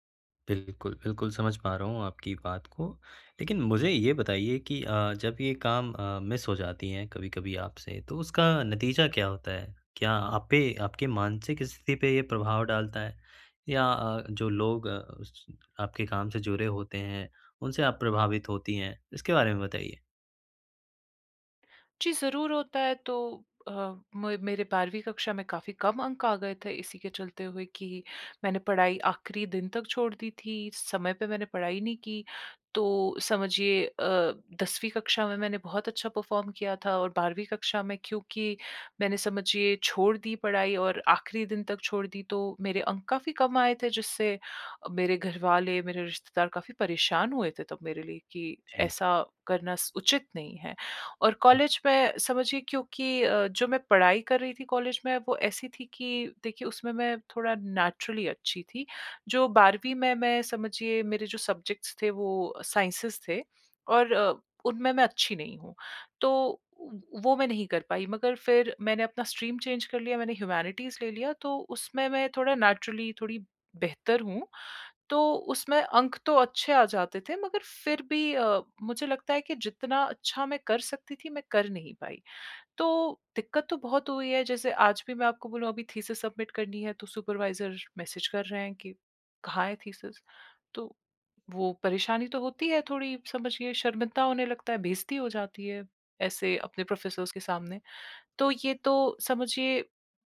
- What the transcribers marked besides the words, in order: in English: "मिस"; in English: "परफ़ॉर्म"; in English: "नेचुरली"; in English: "सब्ज़ेक्टस"; in English: "साइंसेस"; in English: "स्ट्रीम चेंज"; in English: "ह्यूमैनिटीज़"; in English: "नेचुरली"; in English: "सबमिट"; in English: "मैसेज़"; in English: "प्रोफ़ेसर्स"
- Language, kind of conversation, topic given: Hindi, advice, मैं बार-बार समय-सीमा क्यों चूक रहा/रही हूँ?